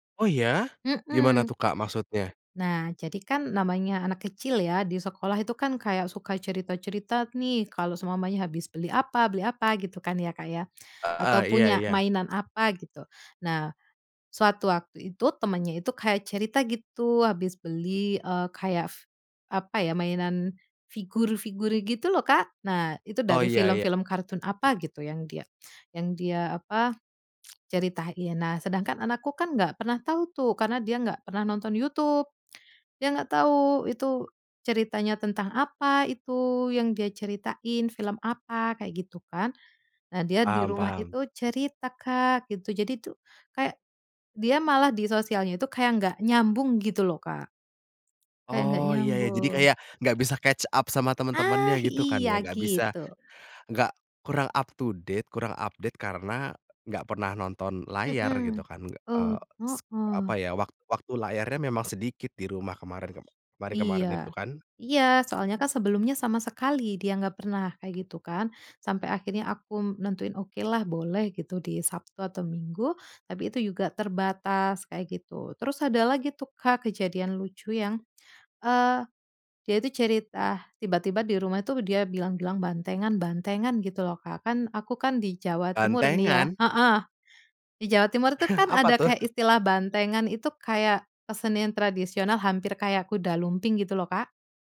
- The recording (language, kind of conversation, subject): Indonesian, podcast, Bagaimana kalian mengatur waktu layar gawai di rumah?
- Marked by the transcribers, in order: lip smack; in English: "catch up"; in English: "up to date"; in English: "update"; tapping; chuckle; other background noise